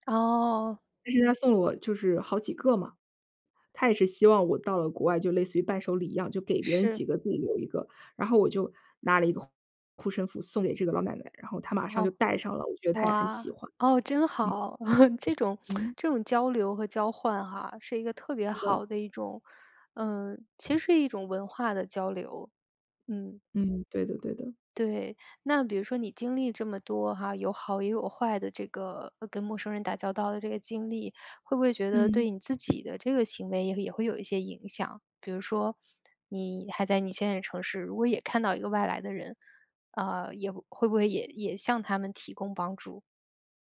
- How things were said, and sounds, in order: chuckle
- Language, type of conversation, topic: Chinese, podcast, 在旅行中，你有没有遇到过陌生人伸出援手的经历？